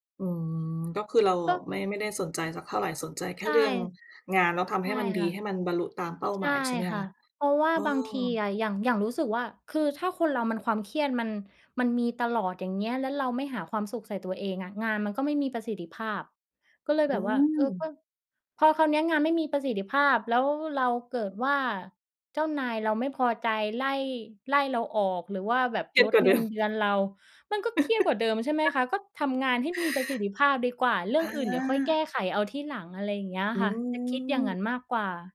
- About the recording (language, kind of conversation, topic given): Thai, unstructured, คุณมีวิธีจัดการกับความเครียดจากงานอย่างไร?
- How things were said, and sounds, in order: other background noise; tapping; chuckle